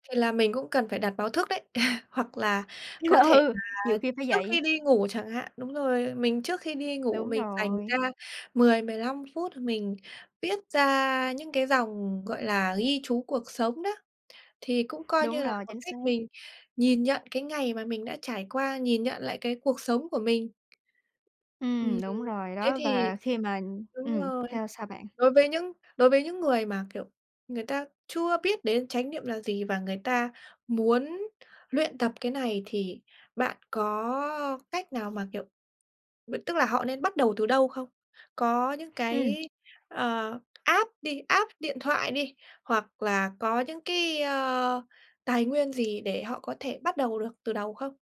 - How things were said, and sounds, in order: tapping; laugh; laughing while speaking: "Ừ"; in English: "app"; in English: "app"
- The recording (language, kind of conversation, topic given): Vietnamese, podcast, Bạn định nghĩa chánh niệm một cách đơn giản như thế nào?